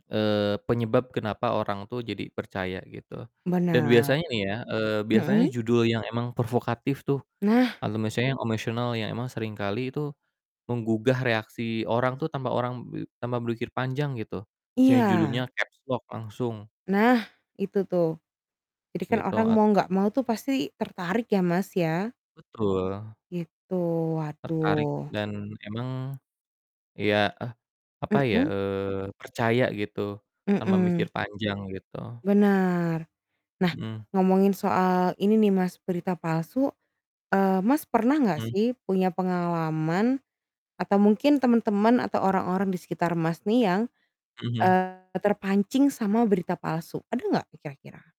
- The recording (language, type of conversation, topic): Indonesian, unstructured, Apa pendapatmu tentang berita hoaks yang sering menyebar di media sosial?
- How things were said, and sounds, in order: static; "emosional" said as "omesional"; other background noise; in English: "capslock"; tapping; distorted speech